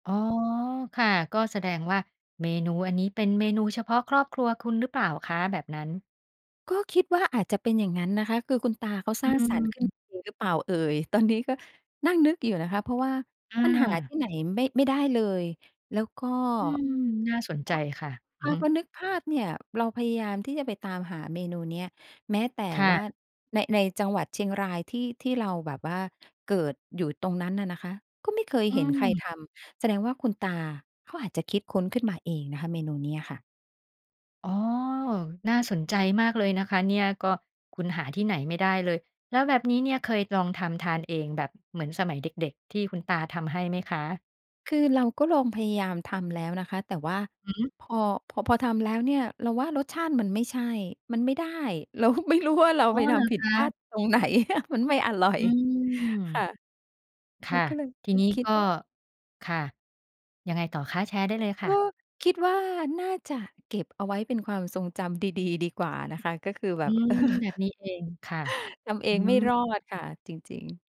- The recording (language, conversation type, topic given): Thai, podcast, อาหารจานไหนที่ทำให้คุณคิดถึงคนในครอบครัวมากที่สุด?
- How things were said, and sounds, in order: tapping; other background noise; laughing while speaking: "ไหน"; chuckle; chuckle